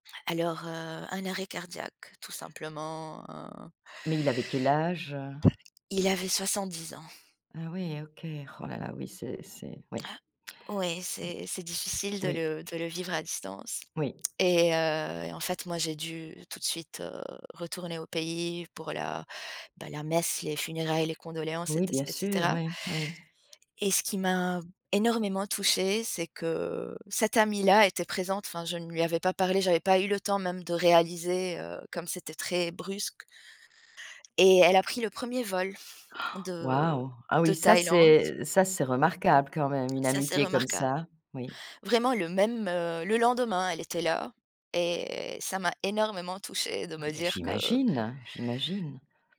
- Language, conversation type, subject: French, podcast, Peux-tu me parler d’une amitié qui te tient à cœur, et m’expliquer pourquoi ?
- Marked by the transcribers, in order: tapping; gasp; other background noise